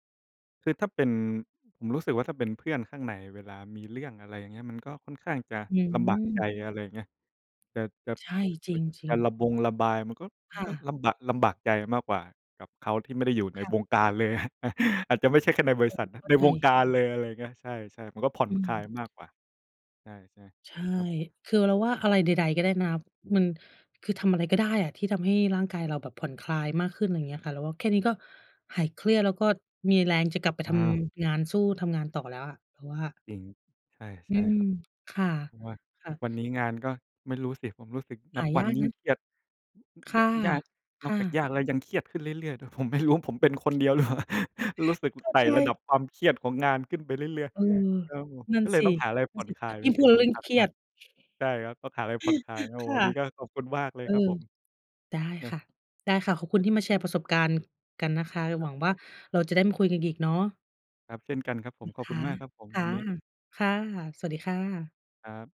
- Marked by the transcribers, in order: unintelligible speech; laughing while speaking: "เลย"; tapping; unintelligible speech; laughing while speaking: "ไม่รู้"; chuckle; other background noise; chuckle
- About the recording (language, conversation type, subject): Thai, unstructured, เวลาทำงานแล้วรู้สึกเครียด คุณมีวิธีผ่อนคลายอย่างไร?